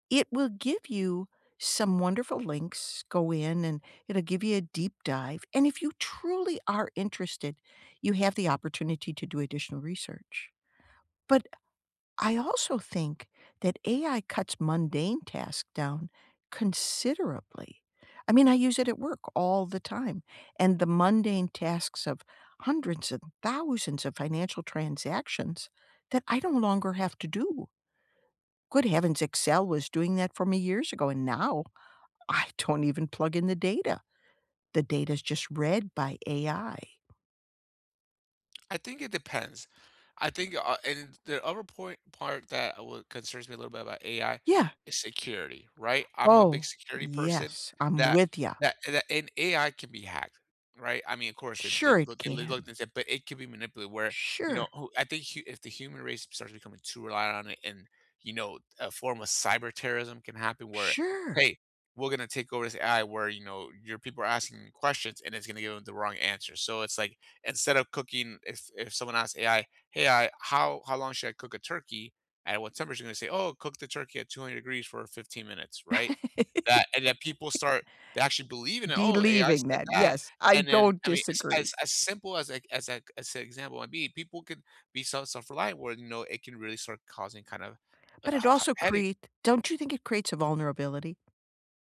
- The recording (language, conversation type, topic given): English, unstructured, What is your favorite invention, and why?
- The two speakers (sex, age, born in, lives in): female, 65-69, United States, United States; male, 35-39, United States, United States
- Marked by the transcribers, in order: other background noise; tapping; laugh